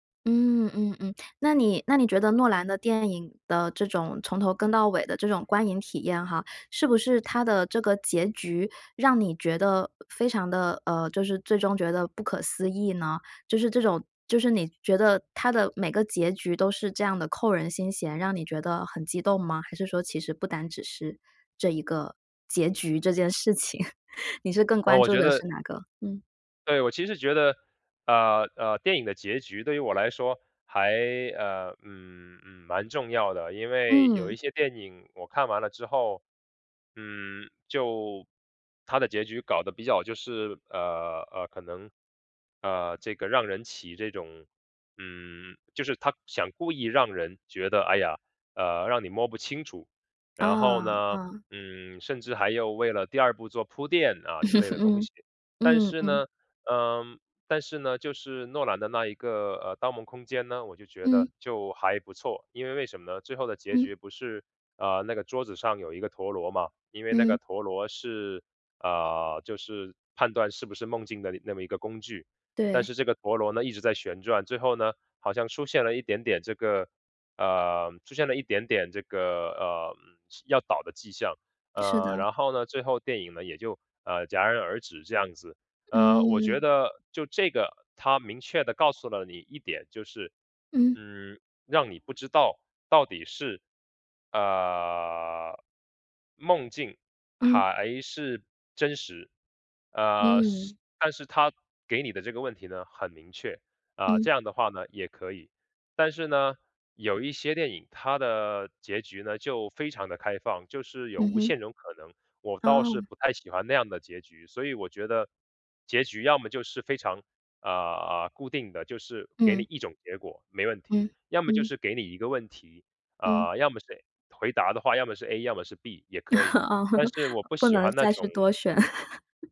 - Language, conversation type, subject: Chinese, podcast, 电影的结局真的那么重要吗？
- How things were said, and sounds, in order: chuckle; chuckle; chuckle; laugh